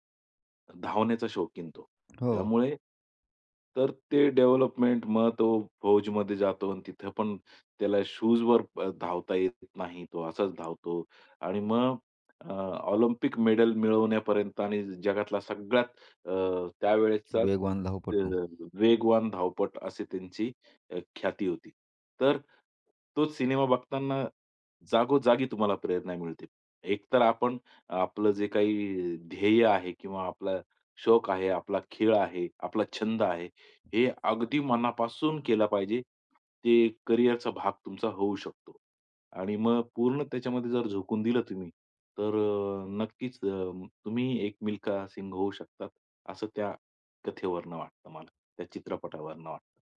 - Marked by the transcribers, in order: other noise; in English: "डेव्हलपमेंट"; in English: "ऑलिंपिक मेडल"; tapping; "धावपटू" said as "धावपट"; other background noise
- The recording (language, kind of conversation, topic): Marathi, podcast, कला आणि मनोरंजनातून तुम्हाला प्रेरणा कशी मिळते?